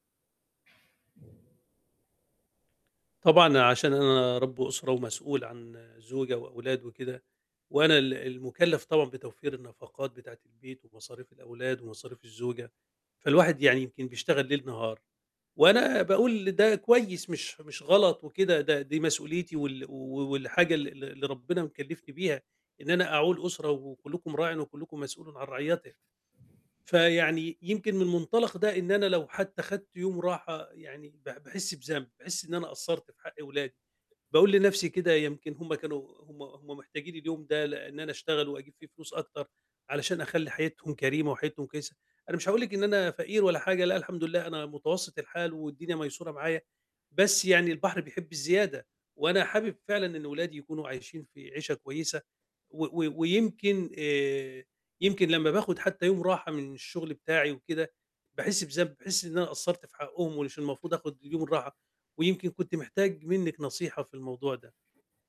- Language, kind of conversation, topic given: Arabic, advice, ليه بحس بالذنب لما بحاول أسترخي وأفصل بعد الشغل؟
- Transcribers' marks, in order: other background noise; static; background speech; tapping